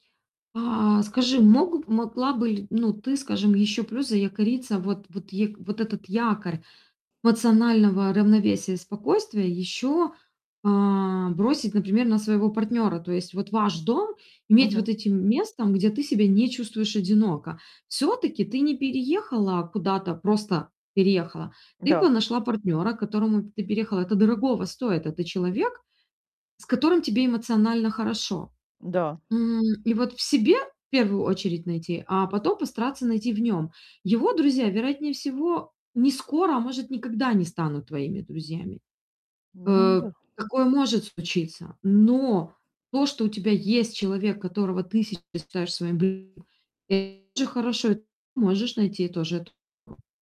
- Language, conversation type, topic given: Russian, advice, Как справиться с чувством одиночества в новом месте?
- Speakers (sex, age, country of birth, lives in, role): female, 40-44, Ukraine, Italy, advisor; female, 50-54, Ukraine, Italy, user
- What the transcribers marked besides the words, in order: static; tapping; other background noise; distorted speech; other noise; unintelligible speech